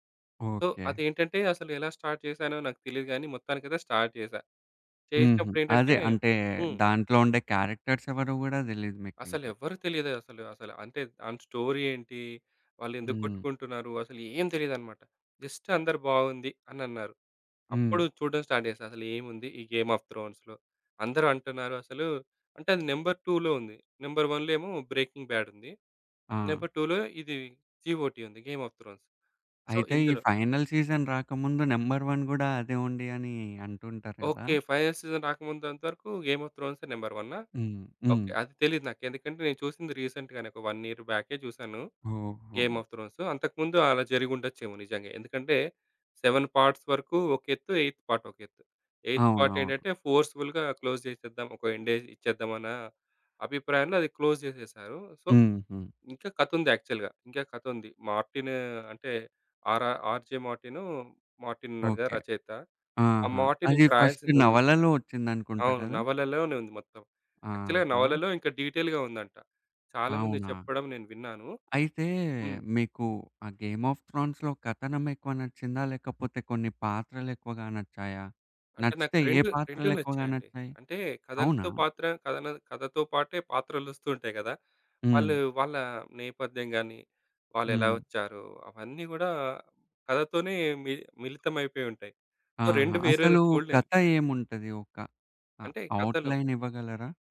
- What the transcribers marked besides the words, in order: in English: "సో"; in English: "స్టార్ట్"; in English: "స్టార్ట్"; in English: "క్యారెక్టర్స్"; in English: "స్టోరీ"; tapping; in English: "జస్ట్"; in English: "స్టార్ట్"; in English: "నెంబర్ టూలో"; in English: "నంబర్ వన్‌లో"; in English: "నంబర్ టూలో"; in English: "జీఓటీ"; in English: "సో"; in English: "ఫైనల్ సీజన్"; in English: "నంబర్ వన్"; other background noise; in English: "ఫైనల్ సీజన్"; in English: "నెంబర్"; in English: "రీసెంట్‌గానే"; in English: "ఇయర్"; in English: "సెవెన్ పార్ట్స్"; in English: "ఎయిత్ పార్ట్"; in English: "ఎయిత్ పార్ట్"; in English: "ఫోర్స్‌బుల్‌గా క్లోజ్"; in English: "ఎండేజ్"; in English: "క్లోజ్"; in English: "సో"; in English: "యాక్చువల్‌గా"; in English: "ఫస్ట్"; in English: "యాక్చుల్‌గా"; in English: "డీటెయిల్‌గా"; in English: "సో"; in English: "ఔట్‌లైన్"
- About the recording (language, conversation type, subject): Telugu, podcast, పాత్రలేనా కథనమా — మీకు ఎక్కువగా హృదయాన్ని తాకేది ఏది?